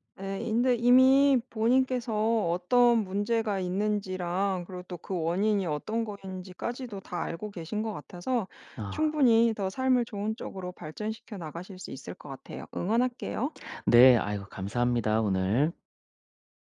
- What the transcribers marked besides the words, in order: none
- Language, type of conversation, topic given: Korean, advice, 일상 루틴을 꾸준히 유지하려면 무엇부터 시작하는 것이 좋을까요?